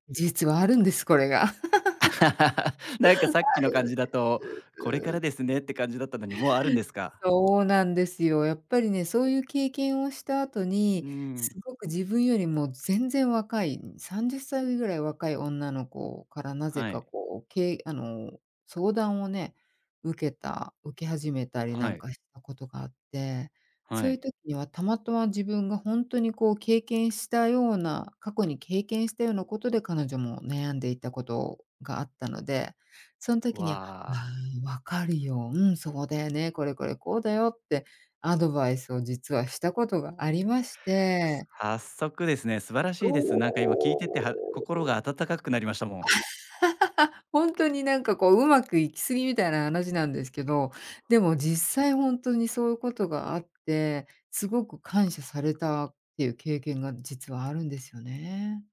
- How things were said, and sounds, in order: laugh; "たまたま" said as "たまとわ"; other background noise; drawn out: "そう"; laugh
- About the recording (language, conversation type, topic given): Japanese, podcast, 良いメンターの条件って何だと思う？